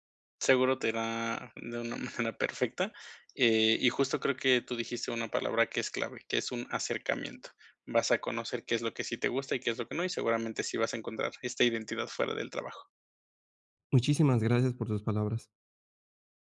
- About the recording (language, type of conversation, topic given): Spanish, advice, ¿Cómo puedo encontrar un propósito fuera de mi trabajo?
- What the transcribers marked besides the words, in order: laughing while speaking: "manera"